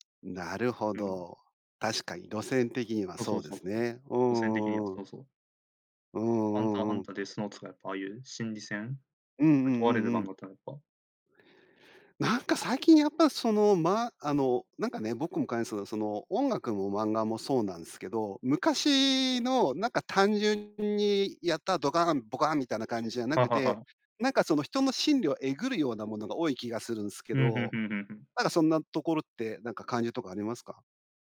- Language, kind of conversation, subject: Japanese, podcast, 漫画で特に好きな作品は何ですか？
- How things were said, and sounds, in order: other background noise